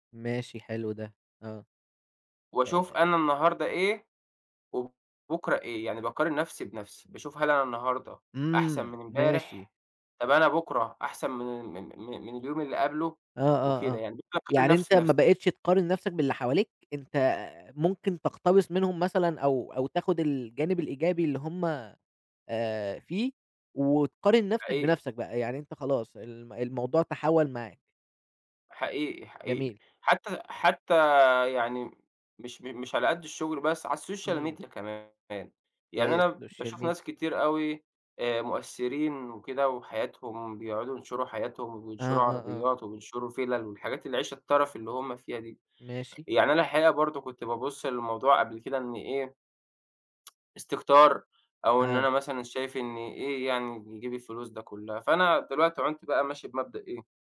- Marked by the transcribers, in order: in English: "الsocial media"; in English: "الsocial media"; tapping; tsk
- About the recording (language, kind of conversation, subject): Arabic, podcast, إزاي بتتعامل مع إنك تقارن نفسك بالناس التانيين؟